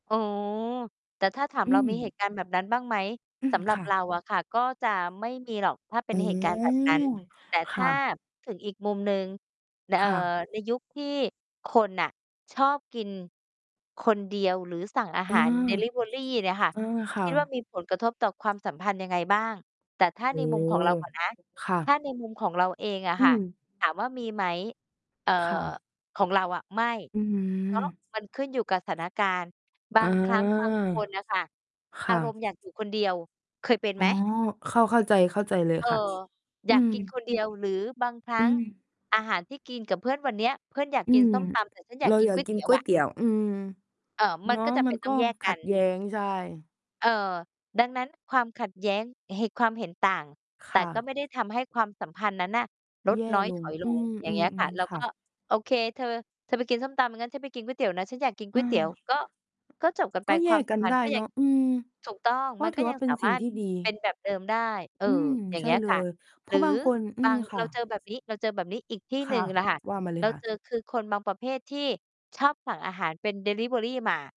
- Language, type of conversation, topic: Thai, unstructured, คุณคิดว่าการรับประทานอาหารร่วมกันช่วยสร้างความสัมพันธ์ได้อย่างไร?
- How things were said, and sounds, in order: distorted speech; mechanical hum